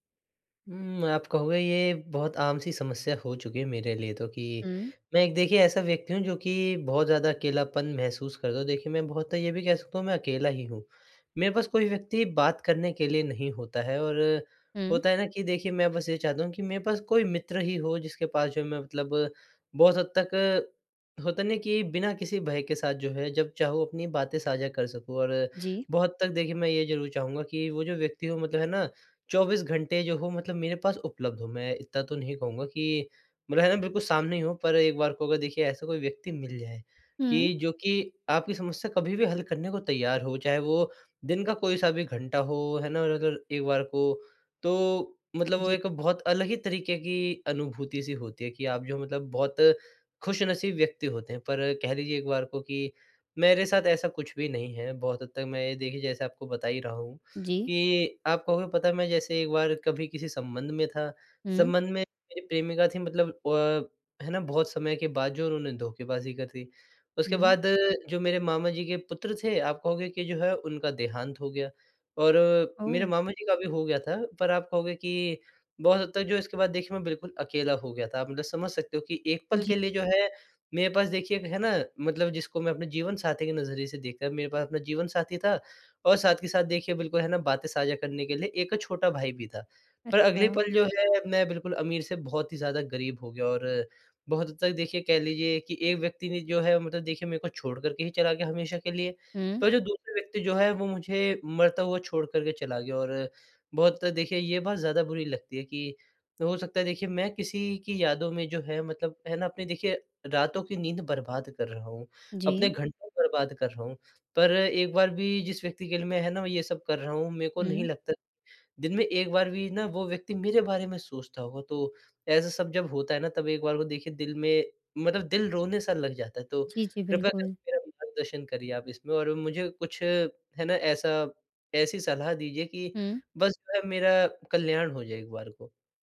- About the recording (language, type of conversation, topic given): Hindi, advice, मैं पुरानी यादों से मुक्त होकर अपनी असल पहचान कैसे फिर से पा सकता/सकती हूँ?
- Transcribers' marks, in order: none